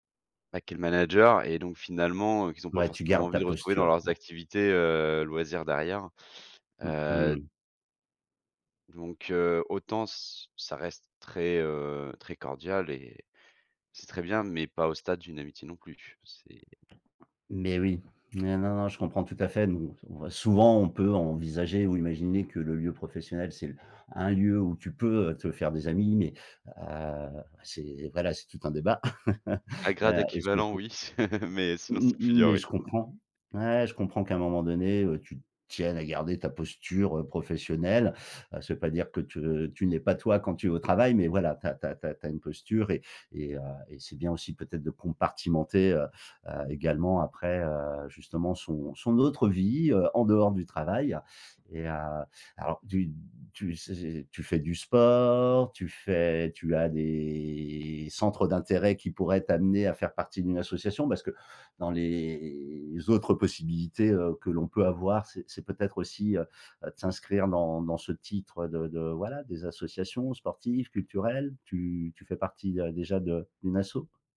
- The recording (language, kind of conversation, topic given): French, advice, Comment puis-je nouer de nouvelles amitiés à l’âge adulte ?
- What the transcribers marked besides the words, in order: other background noise; tapping; chuckle; chuckle; drawn out: "des"; drawn out: "les"